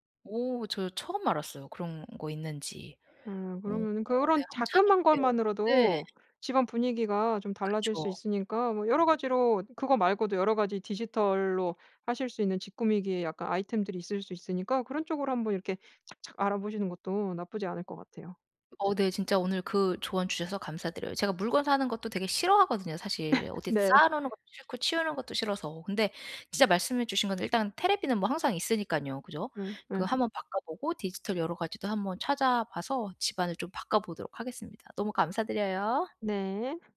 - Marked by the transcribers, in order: other background noise; laugh; laughing while speaking: "네"; "텔레비전은" said as "테레비는"
- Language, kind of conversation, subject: Korean, advice, 한정된 예산으로도 집안 분위기를 편안하게 만들려면 어떻게 해야 하나요?